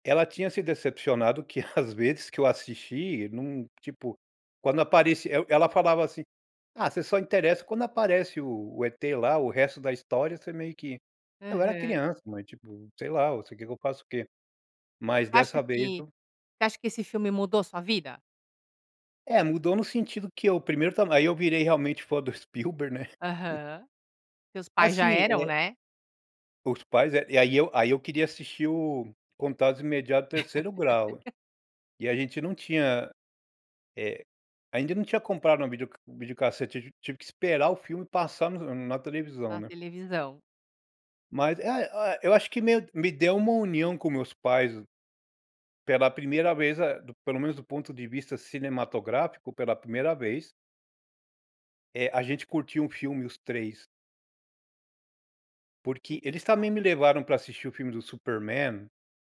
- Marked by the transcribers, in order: chuckle; chuckle; other noise; laugh; unintelligible speech
- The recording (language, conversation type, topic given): Portuguese, podcast, Qual filme te transporta para outro mundo?